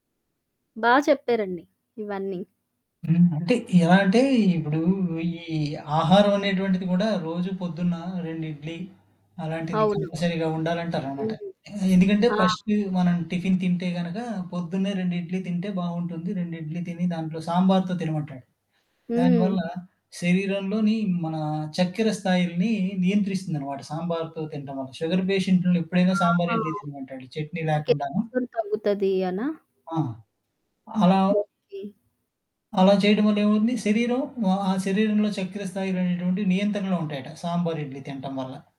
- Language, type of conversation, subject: Telugu, podcast, ఆహారం, వ్యాయామం, నిద్ర విషయంలో సమతుల్యత సాధించడం అంటే మీకు ఏమిటి?
- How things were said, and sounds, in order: static; in English: "కంపల్సరీగా"; in English: "టిఫిన్"; in English: "షుగర్"; unintelligible speech